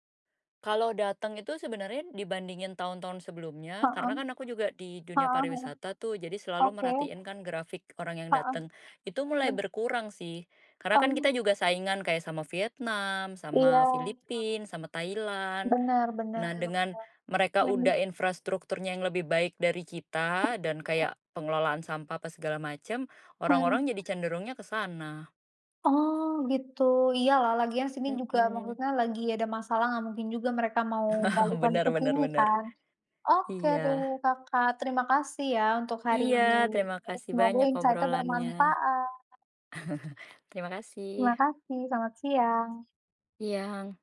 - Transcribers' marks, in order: other background noise; background speech; unintelligible speech; chuckle; in English: "insight-nya"; chuckle
- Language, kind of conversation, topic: Indonesian, unstructured, Bagaimana menurutmu perubahan iklim memengaruhi kehidupan sehari-hari?